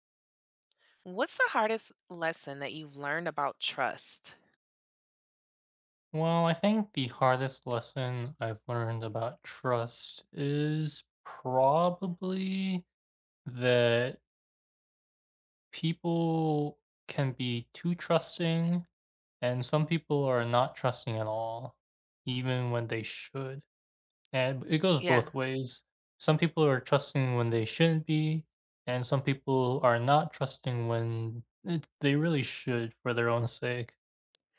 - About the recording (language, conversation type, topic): English, unstructured, What is the hardest lesson you’ve learned about trust?
- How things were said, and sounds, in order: drawn out: "probably"; drawn out: "people"; other background noise